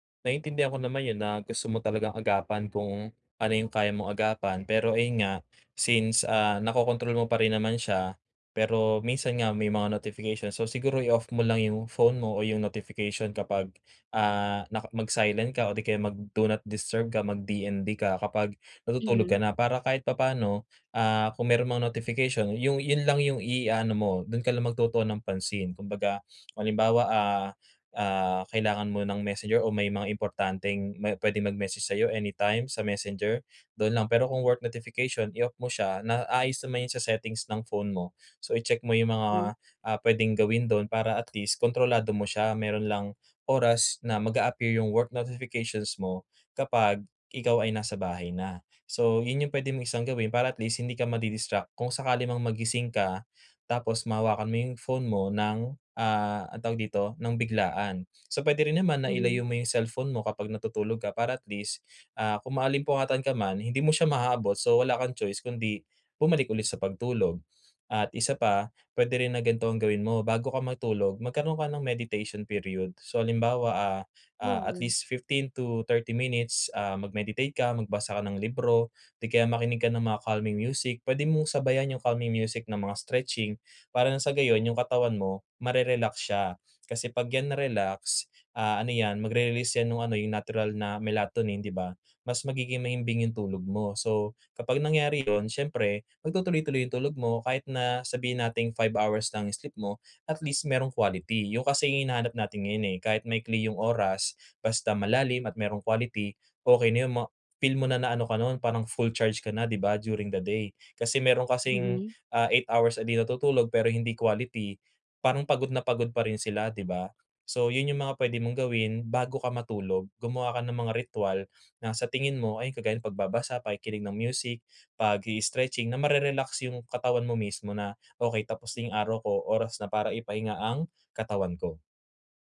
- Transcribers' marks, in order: tapping; in English: "meditation period"; in English: "calming music"; other background noise
- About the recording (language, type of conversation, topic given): Filipino, advice, Paano ako makakakuha ng mas mabuting tulog gabi-gabi?